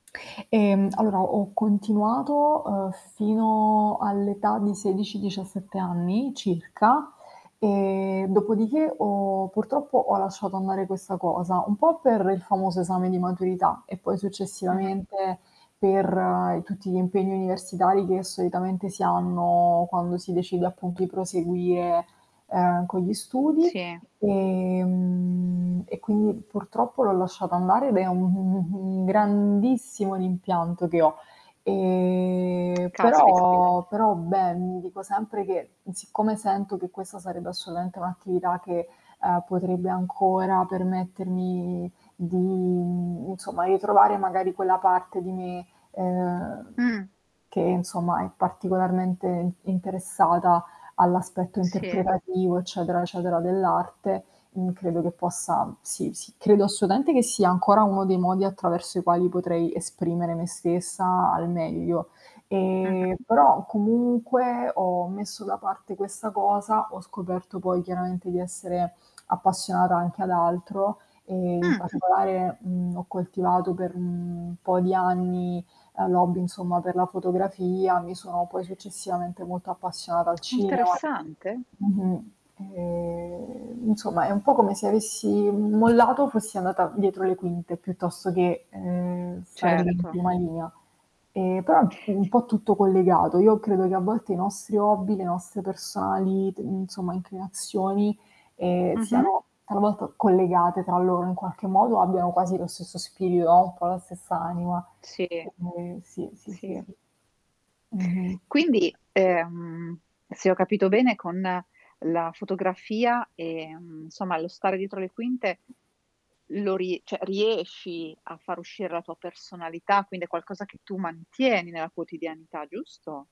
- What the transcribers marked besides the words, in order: static; other noise; other background noise; tapping; drawn out: "Ehm"; stressed: "grandissimo"; drawn out: "Ehm"; background speech; distorted speech; tsk; tongue click; tongue click; "cioè" said as "ceh"
- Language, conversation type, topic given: Italian, unstructured, Che cosa ti fa sentire più te stesso?
- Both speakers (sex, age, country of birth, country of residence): female, 20-24, Italy, Italy; female, 40-44, Italy, Italy